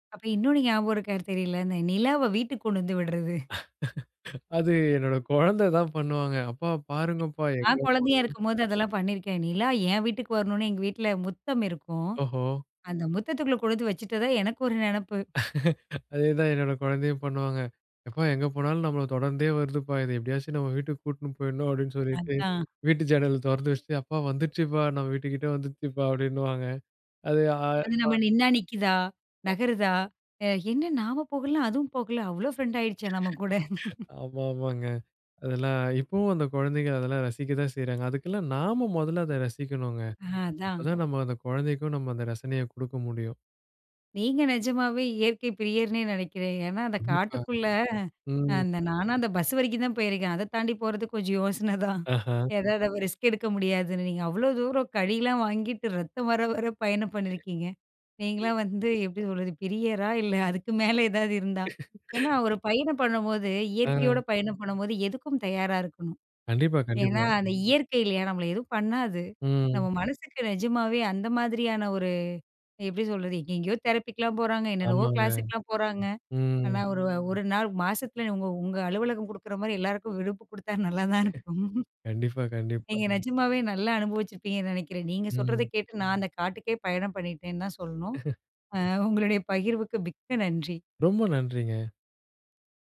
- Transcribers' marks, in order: laugh; other background noise; unintelligible speech; other noise; laugh; chuckle; laughing while speaking: "ஏதாவது ஒரு ரிஸ்க் எடுக்க முடியாது … மேல ஏதாவது இருந்தா"; laugh; in English: "தெரபிக்கெல்லாம்"; chuckle; chuckle
- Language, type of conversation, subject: Tamil, podcast, இயற்கையில் நேரம் செலவிடுவது உங்கள் மனநலத்திற்கு எப்படி உதவுகிறது?